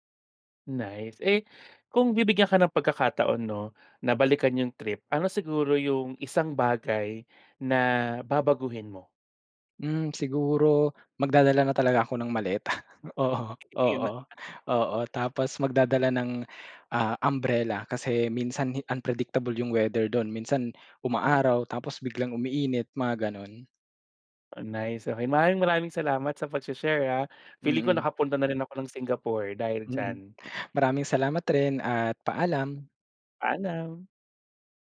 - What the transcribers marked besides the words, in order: laughing while speaking: "maleta, oo. Oo"; laugh
- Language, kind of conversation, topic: Filipino, podcast, Maaari mo bang ikuwento ang paborito mong karanasan sa paglalakbay?